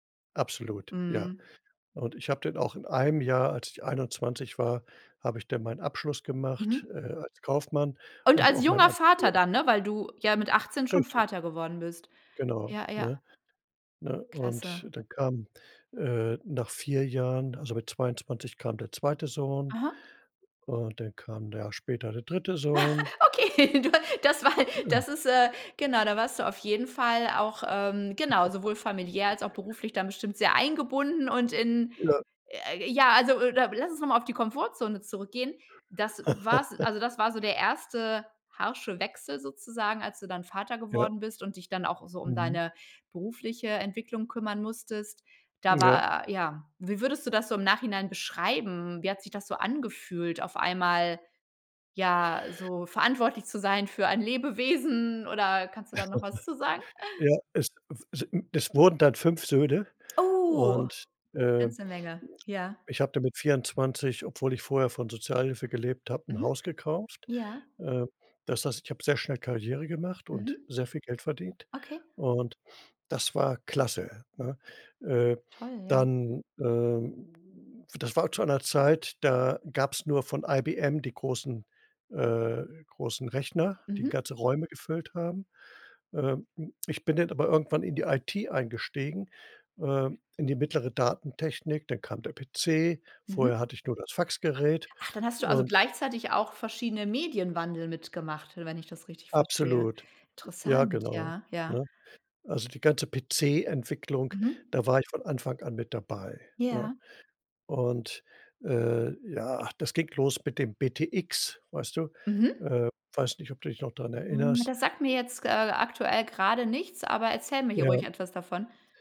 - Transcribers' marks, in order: other background noise; chuckle; laughing while speaking: "Okay, da das war"; other noise; laugh; laugh; chuckle; surprised: "Oh"
- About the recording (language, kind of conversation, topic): German, podcast, Welche Erfahrung hat dich aus deiner Komfortzone geholt?